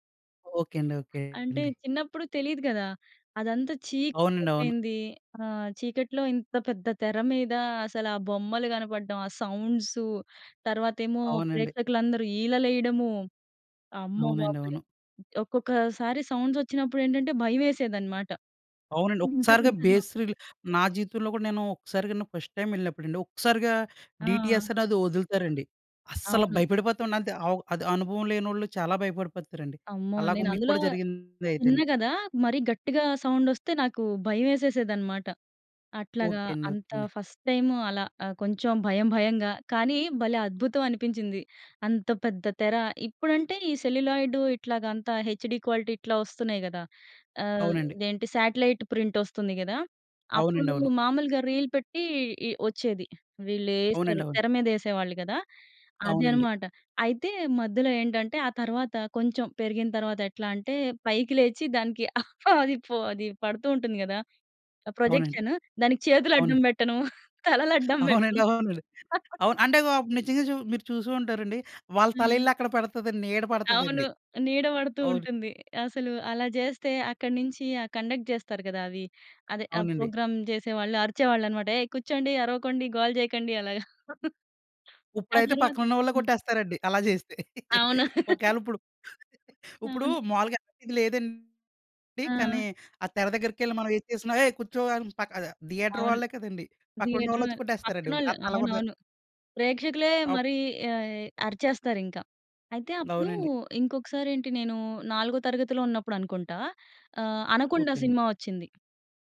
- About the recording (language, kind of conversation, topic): Telugu, podcast, మీ మొదటి సినిమా థియేటర్ అనుభవం ఎలా ఉండేది?
- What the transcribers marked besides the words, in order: other background noise; in English: "బేస్ రీల్"; in English: "ఫస్ట్ టైమ్"; stressed: "ఒక్కసారిగా"; in English: "డీటీఎస్"; tapping; in English: "ఫస్ట్"; in English: "హెచ్‍డీ క్వాలిటీ"; in English: "శాటిలైట్"; in English: "రీల్"; laugh; laughing while speaking: "అవునండి. అవునండి"; laugh; in English: "కండక్ట్"; in English: "ప్రోగ్రామ్"; laugh; laugh; giggle; in English: "థియేటర్"; in English: "థియేటర్"